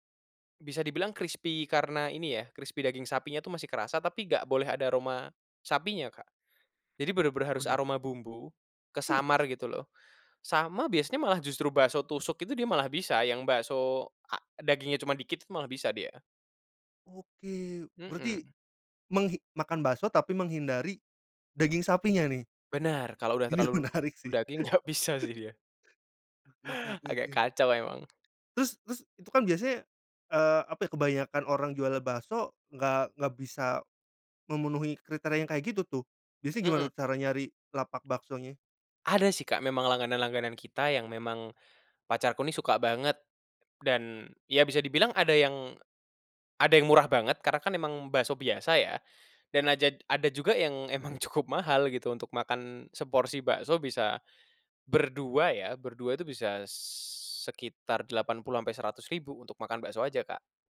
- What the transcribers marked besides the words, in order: laugh; laughing while speaking: "Ini menarik sih"; laughing while speaking: "nggak bisa"; laugh; tapping; other background noise; laughing while speaking: "cukup mahal"
- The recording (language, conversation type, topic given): Indonesian, podcast, Bagaimana pengalamanmu memasak untuk orang yang punya pantangan makanan?